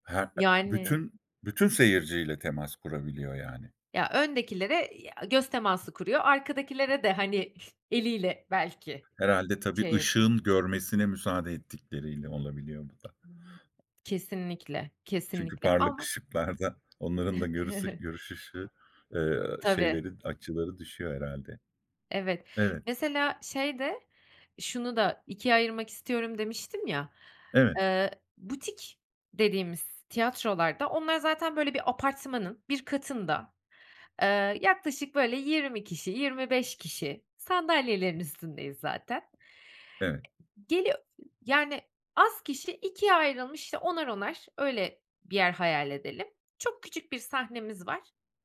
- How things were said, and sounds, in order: tapping; other background noise; chuckle; chuckle; other noise
- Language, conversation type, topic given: Turkish, podcast, Sanatçıyla seyirci arasındaki etkileşim sence neden önemli?